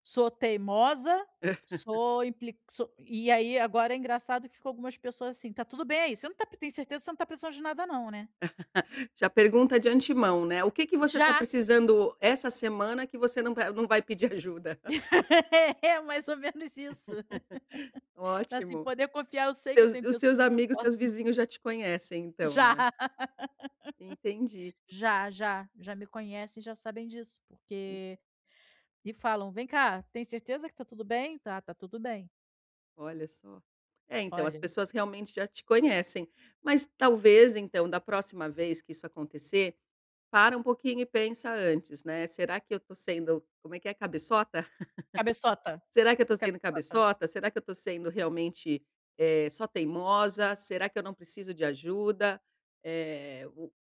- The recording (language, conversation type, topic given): Portuguese, advice, Como posso pedir ajuda sem sentir vergonha ou parecer fraco quando estou esgotado no trabalho?
- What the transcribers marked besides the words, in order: laugh; chuckle; chuckle; laugh; laughing while speaking: "É, mais ou menos isso"; laugh; chuckle; laugh; tapping; chuckle